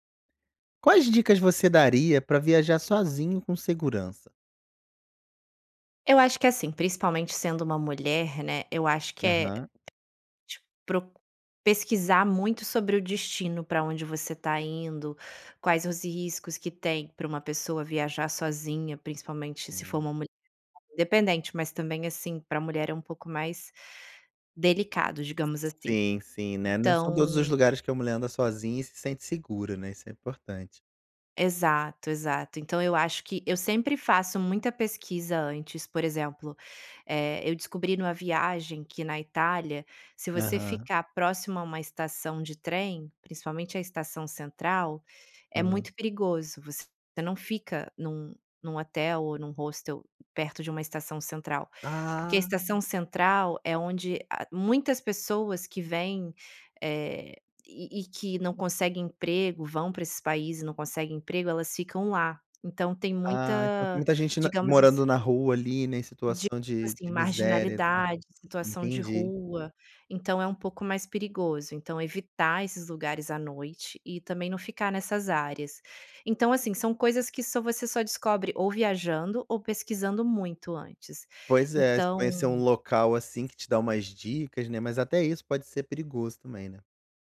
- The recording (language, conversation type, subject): Portuguese, podcast, Quais dicas você daria para viajar sozinho com segurança?
- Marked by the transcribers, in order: other background noise